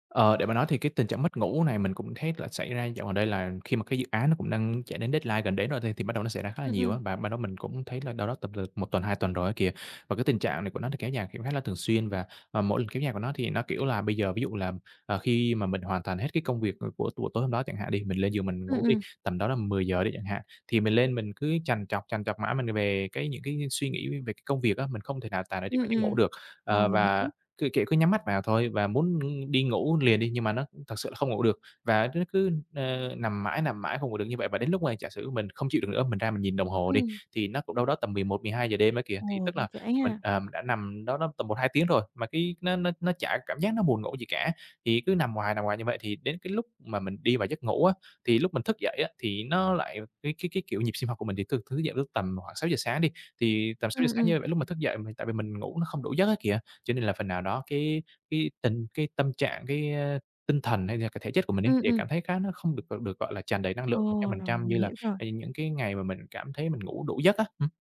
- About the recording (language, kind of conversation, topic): Vietnamese, advice, Làm thế nào để đối phó với việc thức trắng vì lo lắng trước một sự kiện quan trọng?
- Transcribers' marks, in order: other background noise; in English: "deadline"; tapping